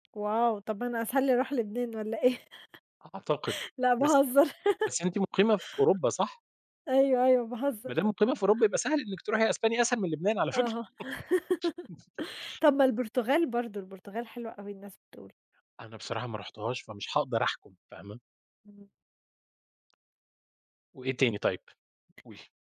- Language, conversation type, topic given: Arabic, unstructured, هل بتحب تقضي وقتك جنب البحر؟ ليه؟
- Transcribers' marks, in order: laugh; giggle; giggle; other background noise